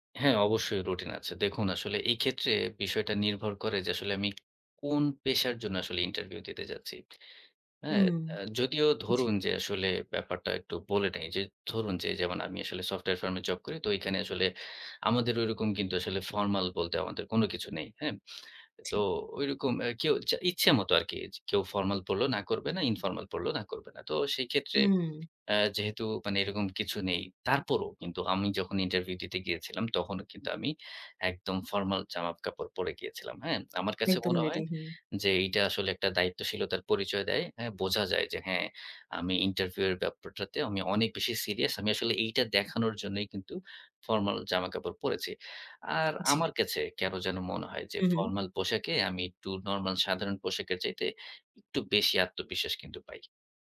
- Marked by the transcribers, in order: tapping
- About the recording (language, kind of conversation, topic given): Bengali, podcast, আত্মবিশ্বাস বাড়াতে আপনি কোন ছোট ছোট স্টাইল কৌশল ব্যবহার করেন?